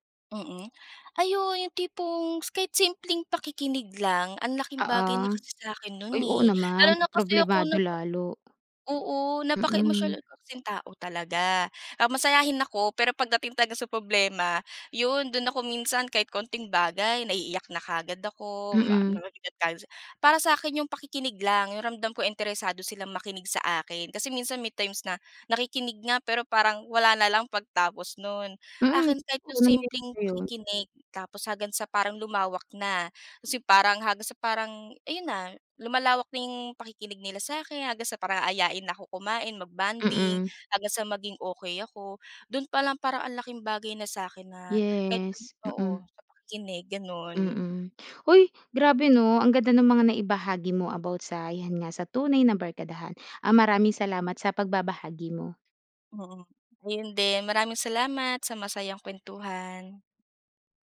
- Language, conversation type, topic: Filipino, podcast, Paano mo malalaman kung nahanap mo na talaga ang tunay mong barkada?
- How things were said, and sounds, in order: unintelligible speech